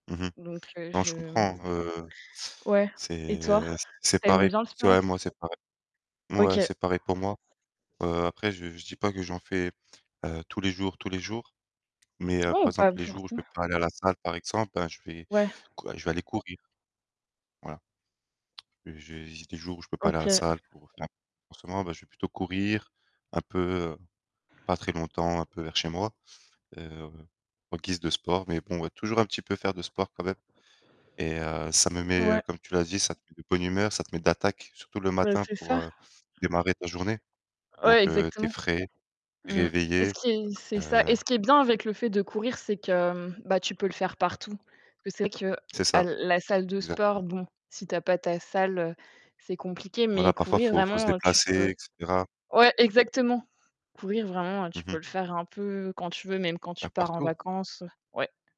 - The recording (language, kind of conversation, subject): French, unstructured, Comment le sport influence-t-il ton humeur au quotidien ?
- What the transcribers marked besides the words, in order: other background noise; tapping; distorted speech; unintelligible speech